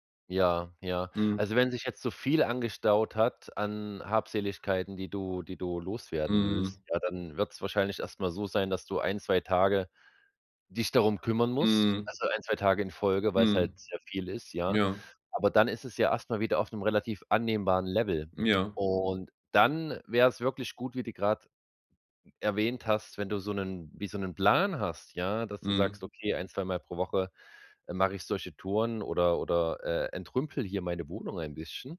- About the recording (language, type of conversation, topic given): German, advice, Wie kann ich meine Habseligkeiten besser ordnen und loslassen, um mehr Platz und Klarheit zu schaffen?
- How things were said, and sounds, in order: none